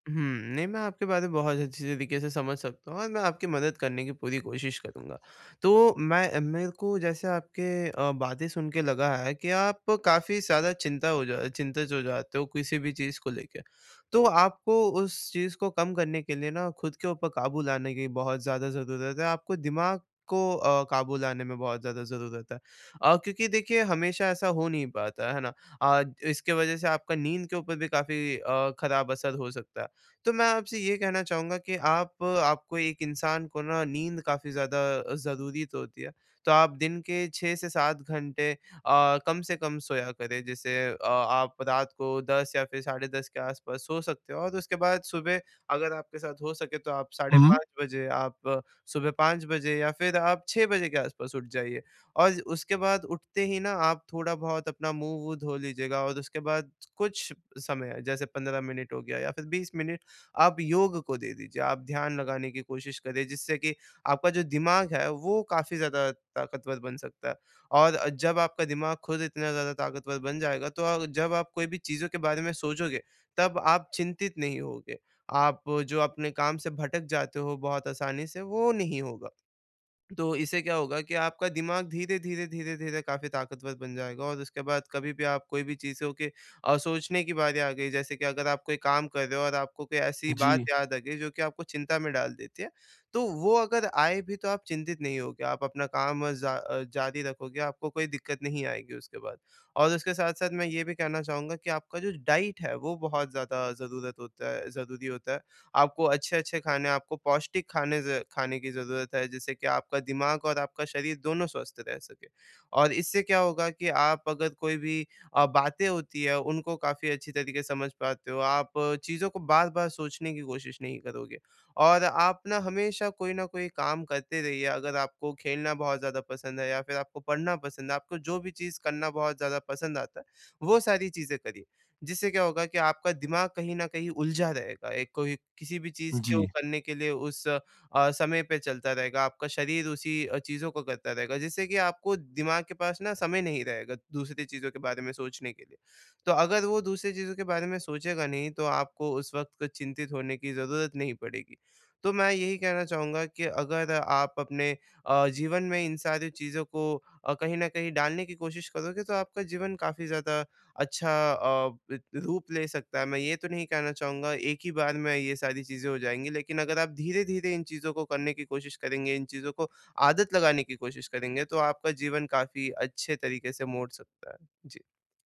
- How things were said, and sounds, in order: "ज़्यादा" said as "सियादा"; in English: "डाइट"
- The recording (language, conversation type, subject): Hindi, advice, क्या चिंता होना सामान्य है और मैं इसे स्वस्थ तरीके से कैसे स्वीकार कर सकता/सकती हूँ?